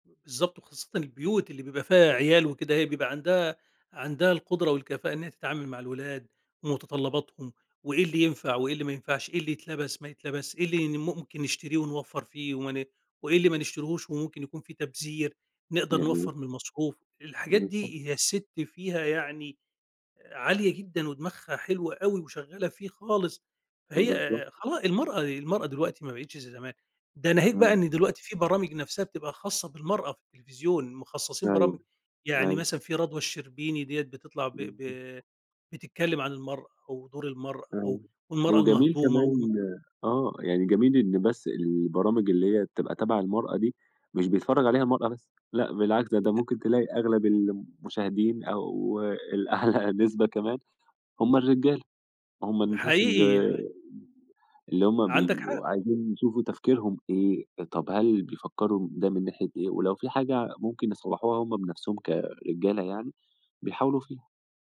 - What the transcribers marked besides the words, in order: unintelligible speech
- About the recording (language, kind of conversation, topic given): Arabic, podcast, إزاي بتتغير صورة الست في الإعلام دلوقتي؟